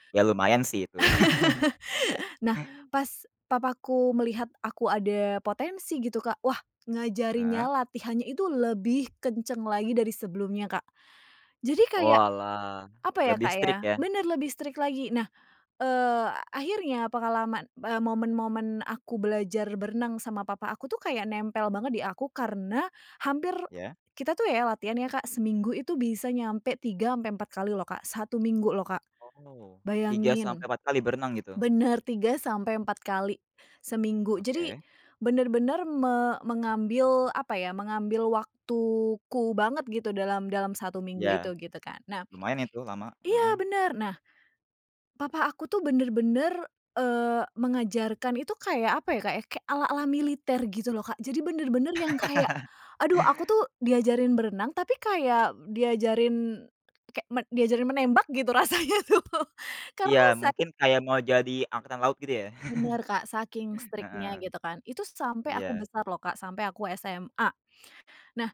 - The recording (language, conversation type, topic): Indonesian, podcast, Bisakah kamu menceritakan salah satu pengalaman masa kecil yang tidak pernah kamu lupakan?
- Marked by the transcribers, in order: chuckle; in English: "strict"; in English: "strict"; chuckle; laughing while speaking: "rasanya tuh"; in English: "strict-nya"; chuckle